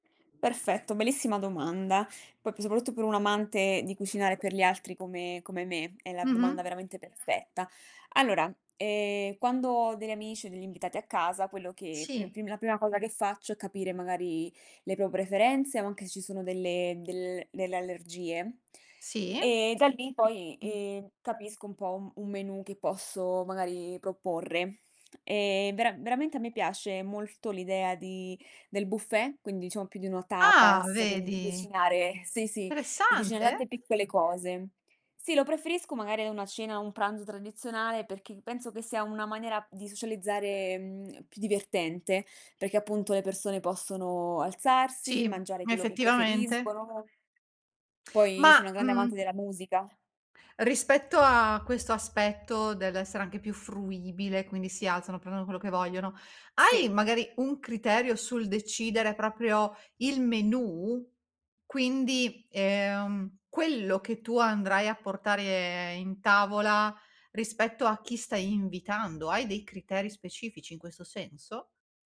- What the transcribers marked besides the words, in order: other background noise; background speech; throat clearing; in Spanish: "tapas"; "Interessante" said as "teressante"; tapping; drawn out: "portare"
- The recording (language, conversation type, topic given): Italian, podcast, Come scegli cosa cucinare per una serata con gli amici?
- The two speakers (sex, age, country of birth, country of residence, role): female, 30-34, Italy, Mexico, guest; female, 40-44, Italy, Italy, host